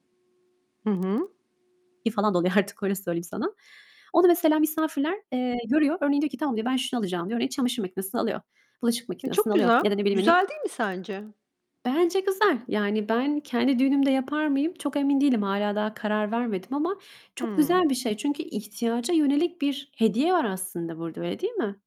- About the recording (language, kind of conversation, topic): Turkish, unstructured, Dini ya da kültürel bir kutlamada en çok neyi seviyorsun?
- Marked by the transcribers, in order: distorted speech